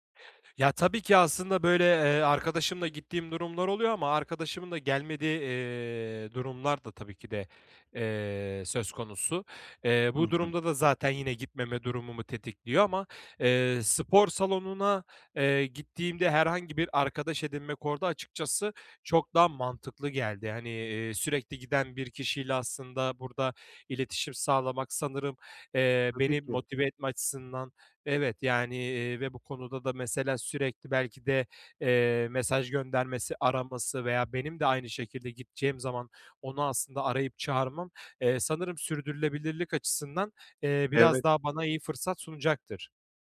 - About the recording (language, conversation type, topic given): Turkish, advice, Motivasyon kaybı ve durgunluk
- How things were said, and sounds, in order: none